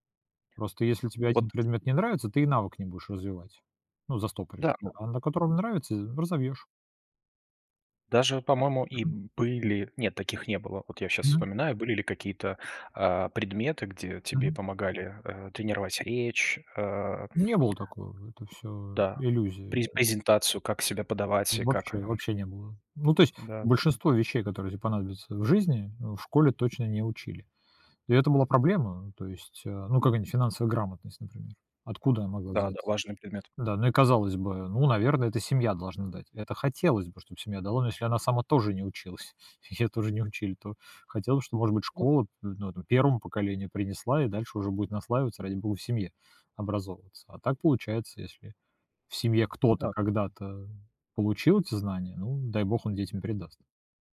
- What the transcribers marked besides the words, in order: other background noise; tapping; background speech; laughing while speaking: "ее тоже"
- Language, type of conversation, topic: Russian, unstructured, Что важнее в школе: знания или навыки?